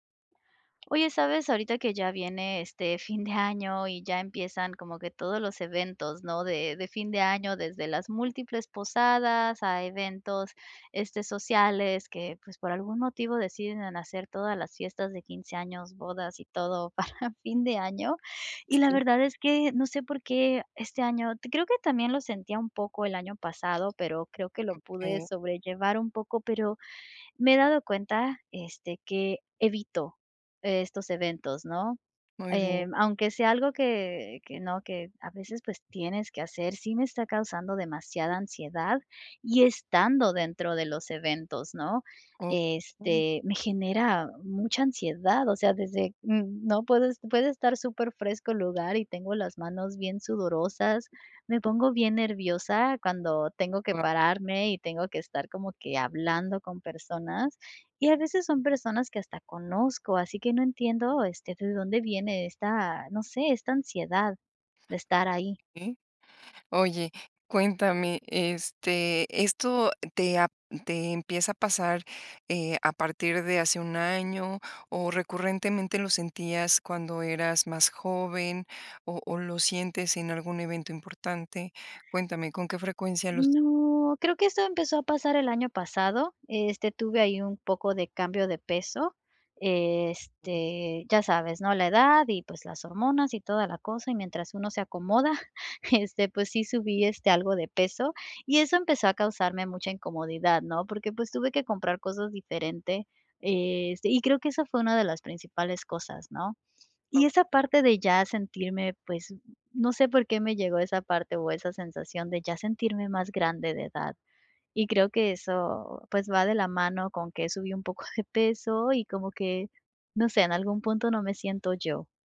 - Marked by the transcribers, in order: laughing while speaking: "para"; unintelligible speech; unintelligible speech; other background noise; chuckle
- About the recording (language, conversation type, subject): Spanish, advice, ¿Cómo vives la ansiedad social cuando asistes a reuniones o eventos?